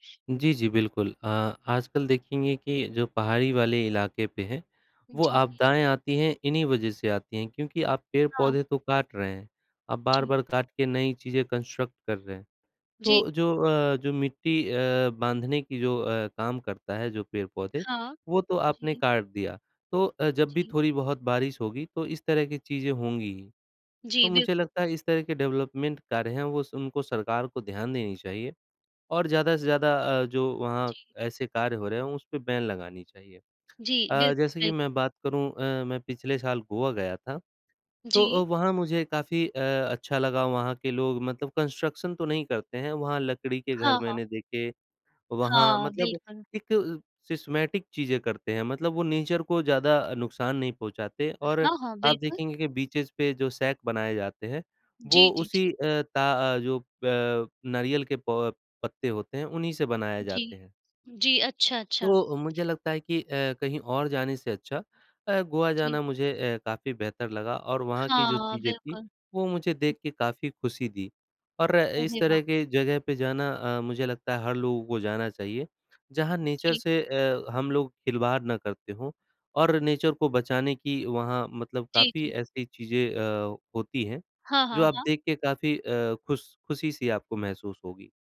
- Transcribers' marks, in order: tapping; in English: "कंस्ट्रक्ट"; in English: "डेवलपमेंट"; in English: "बैन"; in English: "कंस्ट्रक्शन"; in English: "सिस्टमेटिक"; in English: "नेचर"; in English: "बीचेज़"; in English: "सैट"; other noise; in English: "नेचर"; in English: "नेचर"
- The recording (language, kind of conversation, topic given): Hindi, unstructured, यात्रा के दौरान आपको सबसे ज़्यादा खुशी किस बात से मिलती है?